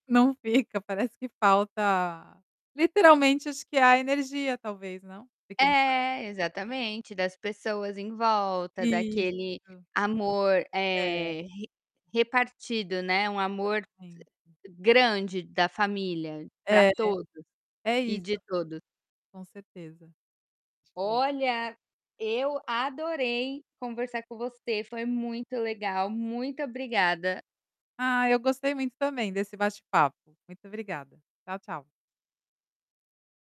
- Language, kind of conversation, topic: Portuguese, podcast, Qual comida te traz lembranças de infância?
- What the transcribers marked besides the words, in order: distorted speech; tapping; unintelligible speech